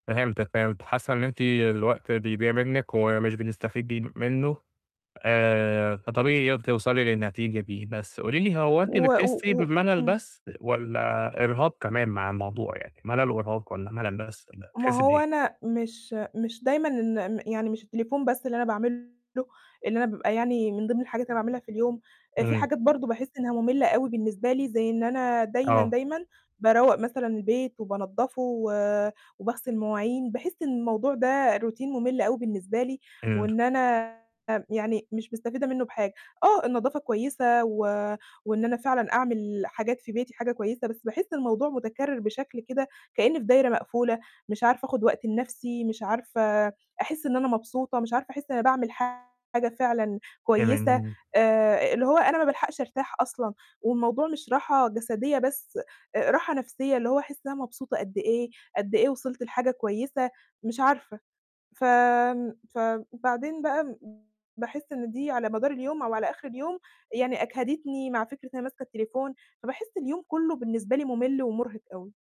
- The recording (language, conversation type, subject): Arabic, advice, إزاي ألاقي معنى أو قيمة في المهام الروتينية المملة اللي بعملها كل يوم؟
- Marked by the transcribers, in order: "بتستفيدي" said as "بنستفيجي"; distorted speech; in English: "روتين"; unintelligible speech; other background noise